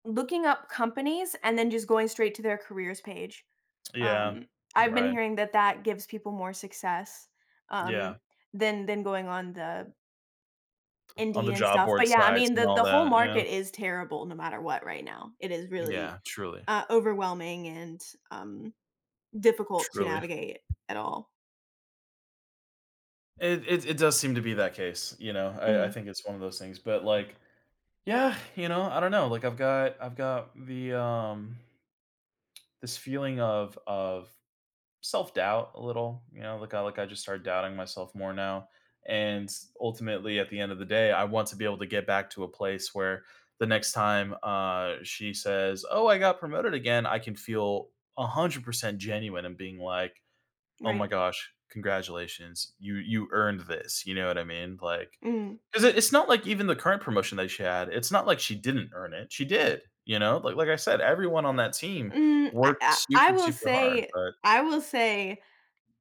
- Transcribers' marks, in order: door; tapping; tsk; other background noise
- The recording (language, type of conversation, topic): English, advice, How can I improve my chances for the next promotion?
- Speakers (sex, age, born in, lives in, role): female, 30-34, United States, United States, advisor; male, 30-34, United States, United States, user